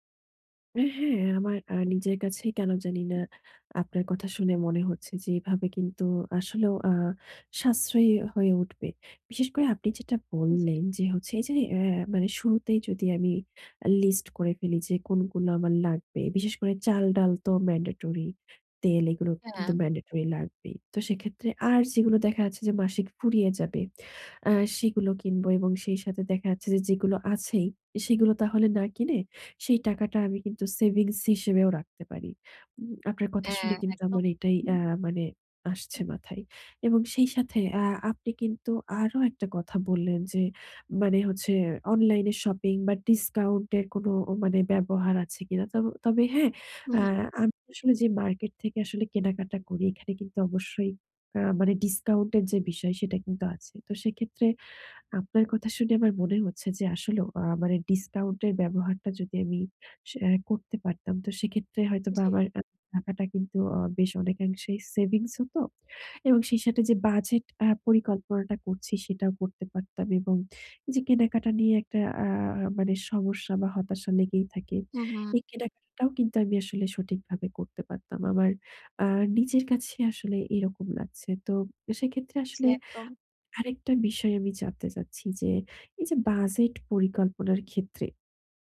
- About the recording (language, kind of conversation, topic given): Bengali, advice, কেনাকাটায় বাজেট ছাড়িয়ে যাওয়া বন্ধ করতে আমি কীভাবে সঠিকভাবে বাজেট পরিকল্পনা করতে পারি?
- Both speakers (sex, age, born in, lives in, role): female, 45-49, Bangladesh, Bangladesh, user; female, 55-59, Bangladesh, Bangladesh, advisor
- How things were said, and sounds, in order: other background noise; in English: "mandatory"; in English: "mandatory"; unintelligible speech